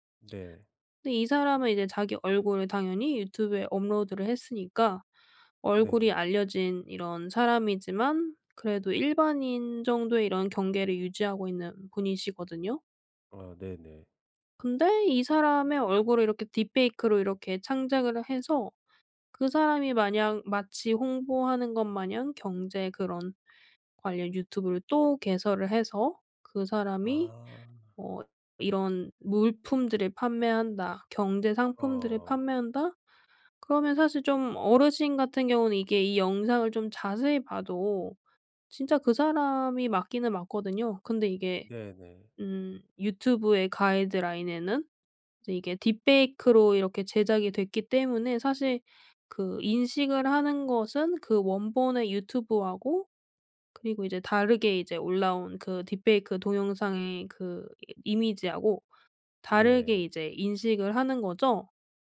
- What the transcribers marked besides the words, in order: other background noise
- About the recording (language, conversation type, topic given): Korean, podcast, 스토리로 사회 문제를 알리는 것은 효과적일까요?